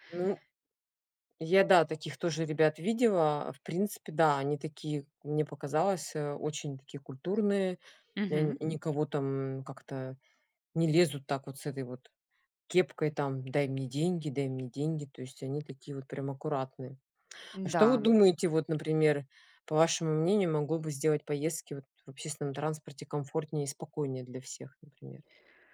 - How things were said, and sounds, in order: tapping
- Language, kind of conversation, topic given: Russian, unstructured, Что вас выводит из себя в общественном транспорте?